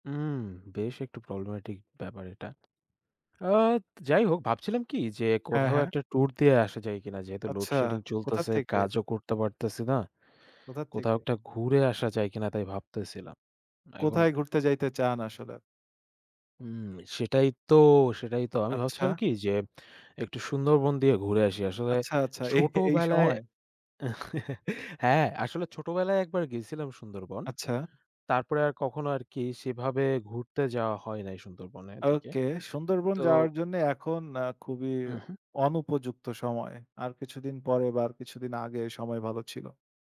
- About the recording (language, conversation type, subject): Bengali, unstructured, ভ্রমণ করার সময় তোমার সবচেয়ে ভালো স্মৃতি কোনটি ছিল?
- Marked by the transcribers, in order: none